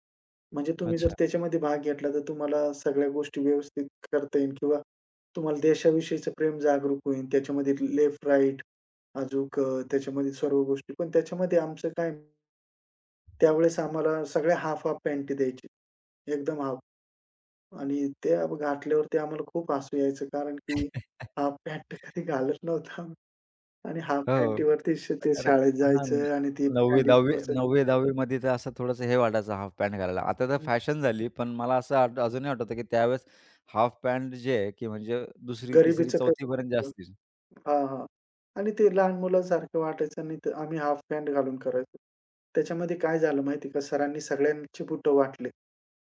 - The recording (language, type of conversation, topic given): Marathi, podcast, तुमच्या कपाटात सर्वात महत्त्वाच्या वस्तू कोणत्या आहेत?
- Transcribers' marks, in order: "अजून" said as "अजूक"; other background noise; chuckle; laughing while speaking: "हाफ पँट कधी घालत नव्हतो आम्ही"; unintelligible speech